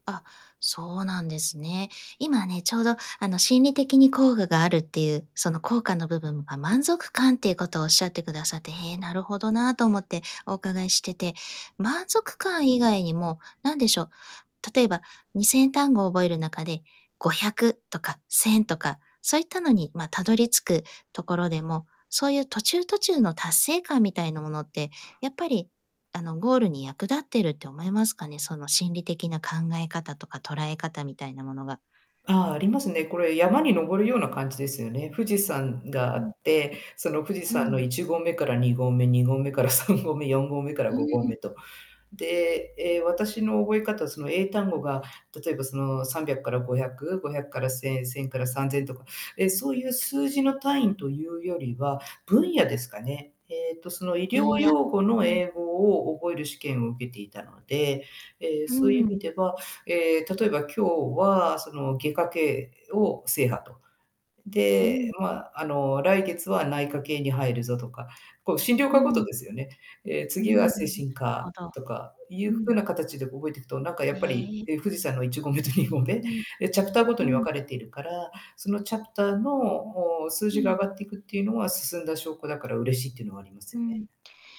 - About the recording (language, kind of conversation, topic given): Japanese, podcast, 勉強でつまずいたとき、どのように対処しますか?
- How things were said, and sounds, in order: "効果" said as "こうが"; distorted speech; laughing while speaking: "にごうめ から さんごうめ"; laughing while speaking: "いちごうめ と にごうめ"